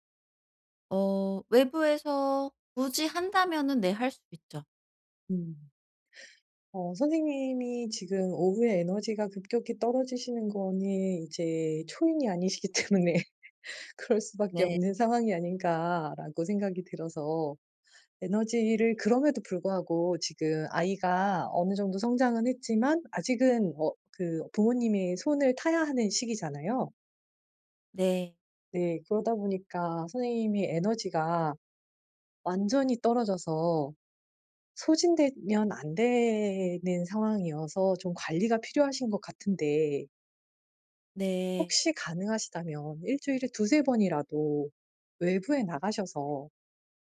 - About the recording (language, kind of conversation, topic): Korean, advice, 오후에 갑자기 에너지가 떨어질 때 낮잠이 도움이 될까요?
- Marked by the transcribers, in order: laughing while speaking: "때문에"; laugh; tapping